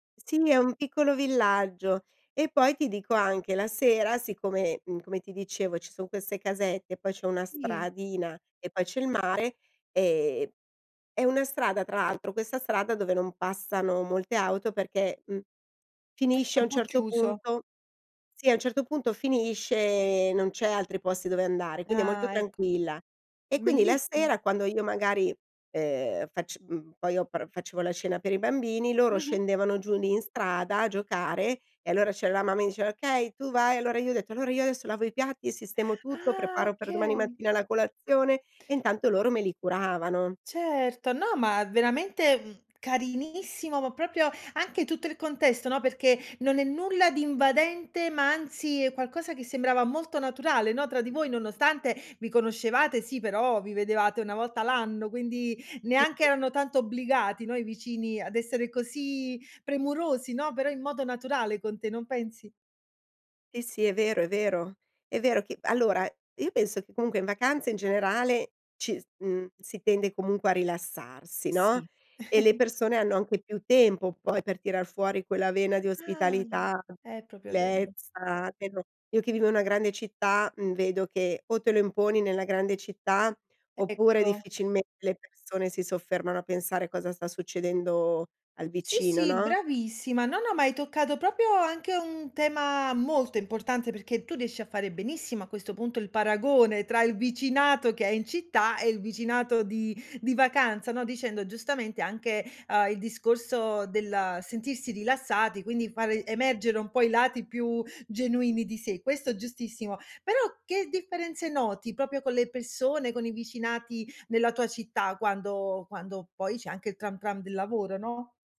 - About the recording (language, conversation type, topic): Italian, podcast, Quali piccoli gesti di vicinato ti hanno fatto sentire meno solo?
- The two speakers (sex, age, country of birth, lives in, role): female, 30-34, Italy, Italy, host; female, 50-54, Italy, Italy, guest
- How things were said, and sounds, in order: tsk; "diceva" said as "discea"; stressed: "carinissimo"; "proprio" said as "propio"; unintelligible speech; giggle; "proprio" said as "propio"; stressed: "molto"